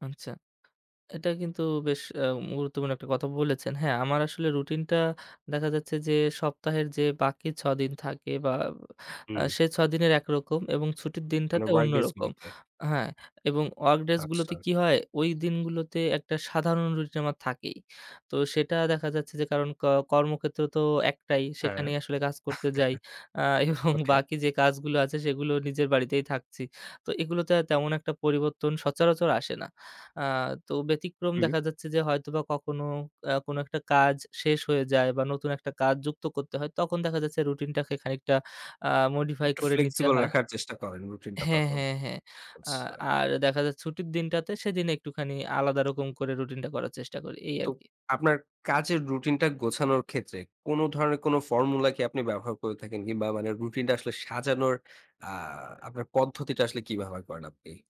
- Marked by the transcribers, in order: tapping; in English: "work days"; other background noise; chuckle; in English: "modify"; in English: "flexible"; in English: "formula"
- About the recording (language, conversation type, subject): Bengali, podcast, কাজ শুরু করার আগে আপনার রুটিন কেমন থাকে?